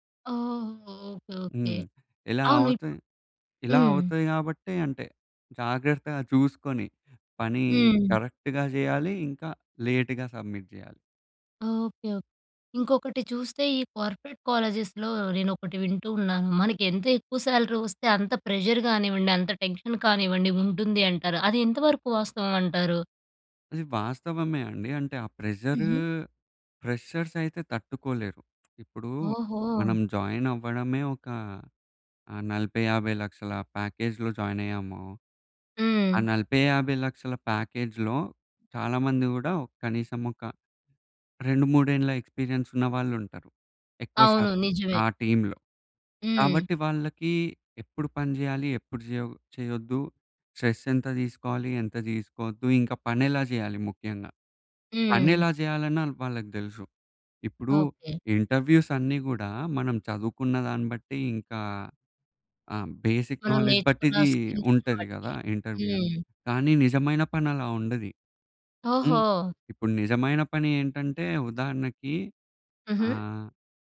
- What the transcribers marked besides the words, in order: in English: "కరెక్ట్‌గా"; in English: "లేట్‌గా సబ్మిట్"; in English: "కార్పొరేట్ కాలేజెస్‍లో"; in English: "స్యాలరీ"; in English: "ప్రెజర్"; in English: "టెన్షన్"; in English: "ఫ్రెషర్స్"; other background noise; in English: "జాయిన్"; in English: "ప్యాకేజ్‌లో జాయిన్"; in English: "ప్యాకేజ్‌లో"; in English: "ఎక్స్పీరియన్స్"; in English: "టీమ్‌లో"; in English: "స్ట్రెస్"; in English: "ఇంటర్వ్యూస్"; in English: "బేసిక్ నాలెడ్జ్"; in English: "స్కిల్స్‌ని"; in English: "ఇంటర్వ్యూ"
- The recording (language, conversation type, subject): Telugu, podcast, పని వల్ల కుటుంబానికి సమయం ఇవ్వడం ఎలా సమతుల్యం చేసుకుంటారు?